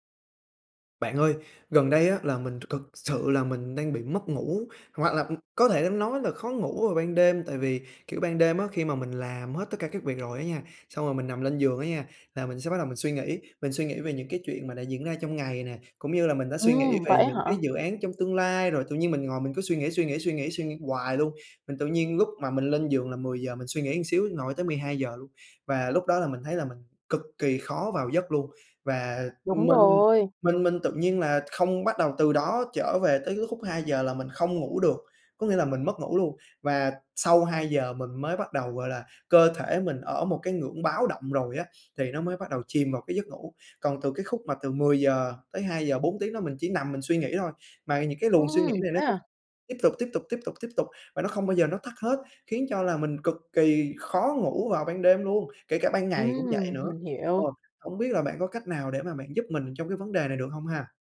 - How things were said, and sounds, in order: other background noise; tapping
- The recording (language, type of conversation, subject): Vietnamese, advice, Tôi bị mất ngủ, khó ngủ vào ban đêm vì suy nghĩ không ngừng, tôi nên làm gì?
- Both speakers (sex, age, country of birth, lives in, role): female, 25-29, Vietnam, Germany, advisor; male, 20-24, Vietnam, Vietnam, user